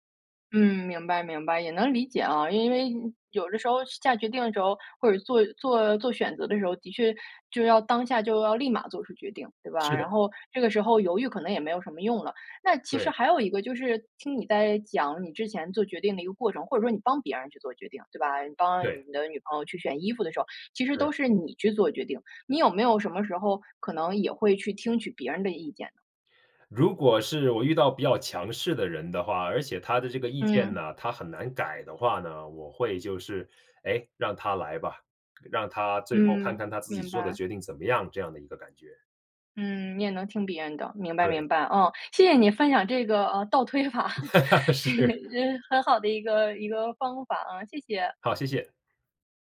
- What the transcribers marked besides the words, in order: laughing while speaking: "倒推法，这是很好的一个 一个方法啊，谢谢"; laughing while speaking: "是"; joyful: "好，谢谢"
- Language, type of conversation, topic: Chinese, podcast, 选项太多时，你一般怎么快速做决定？